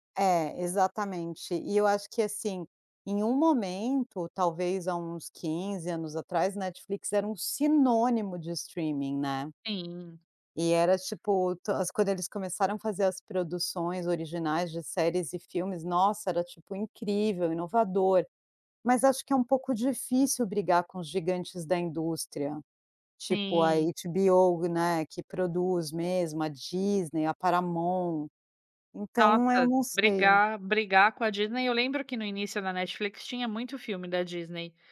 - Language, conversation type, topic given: Portuguese, podcast, Como você escolhe entre plataformas de streaming?
- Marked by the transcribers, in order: in English: "streaming"